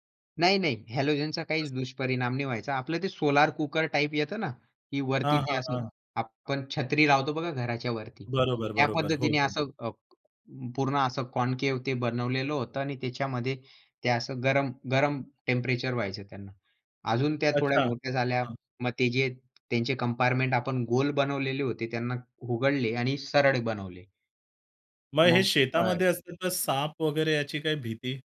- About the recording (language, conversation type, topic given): Marathi, podcast, यश मिळवण्यासाठी जोखीम घेणं आवश्यक आहे का?
- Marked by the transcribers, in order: in English: "कॉनकेव्ह"; in English: "टेम्परेचर"; tapping; unintelligible speech